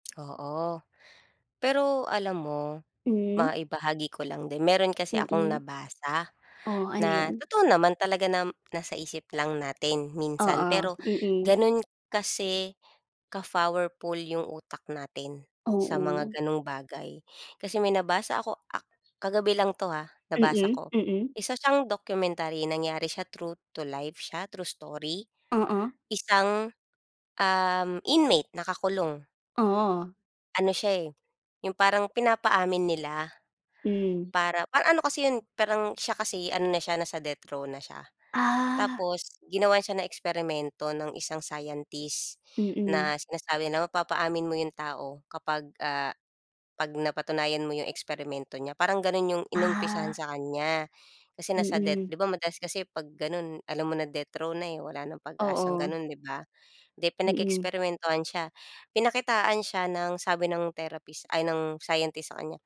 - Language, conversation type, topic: Filipino, unstructured, Ano ang masasabi mo sa mga taong hindi naniniwala sa pagpapayo ng dalubhasa sa kalusugang pangkaisipan?
- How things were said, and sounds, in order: none